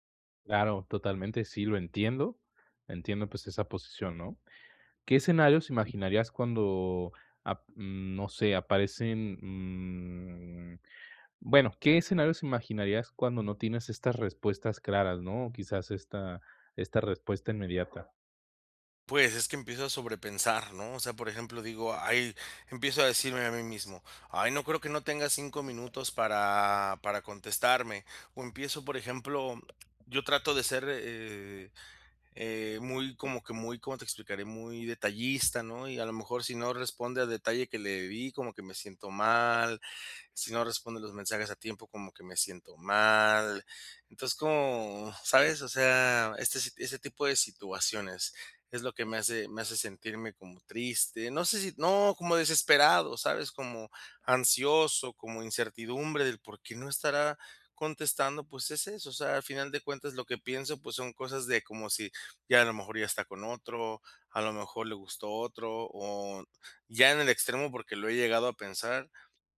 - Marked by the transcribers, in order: none
- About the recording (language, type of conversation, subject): Spanish, advice, ¿Cómo puedo aceptar la incertidumbre sin perder la calma?